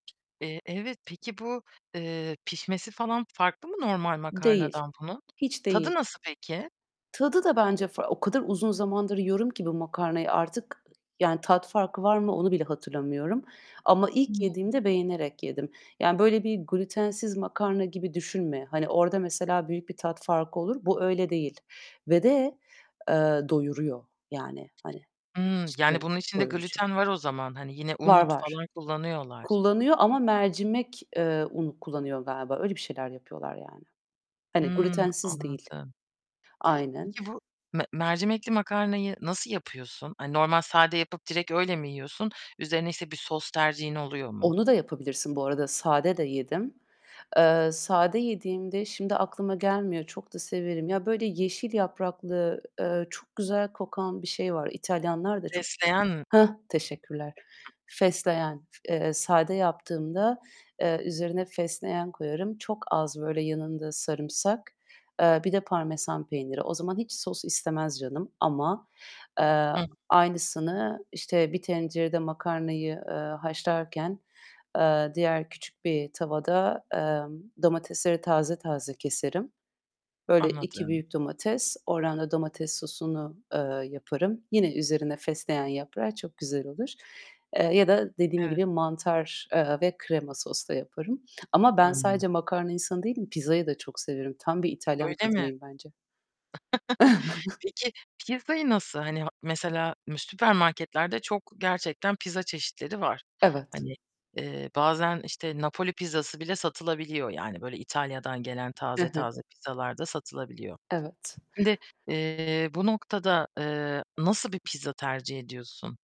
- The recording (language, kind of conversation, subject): Turkish, podcast, Bir yemeğin seni anında rahatlatması için neler gerekir?
- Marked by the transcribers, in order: other background noise; tapping; unintelligible speech; distorted speech; static; giggle; chuckle